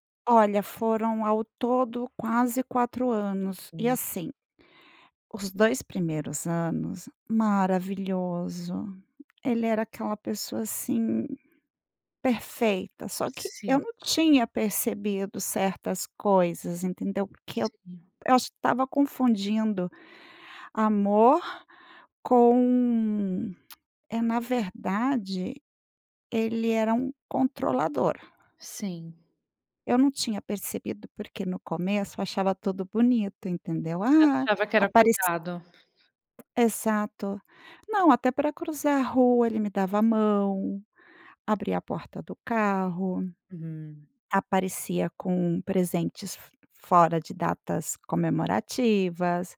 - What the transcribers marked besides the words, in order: tapping; tongue click; other background noise
- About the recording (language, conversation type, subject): Portuguese, advice, Como você está lidando com o fim de um relacionamento de longo prazo?